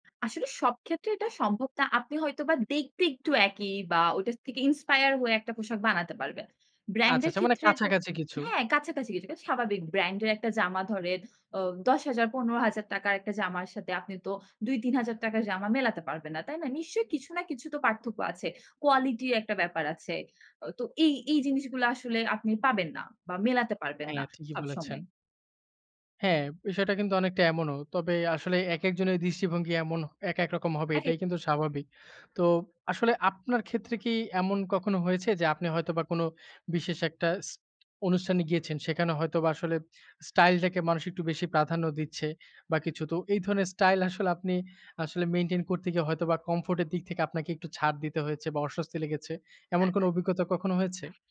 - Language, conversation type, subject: Bengali, podcast, আপনার কাছে আরাম ও স্টাইলের মধ্যে কোনটি বেশি জরুরি?
- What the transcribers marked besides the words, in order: in English: "inspire"; in English: "Brand"; in English: "brand"; in English: "comfort"; background speech; unintelligible speech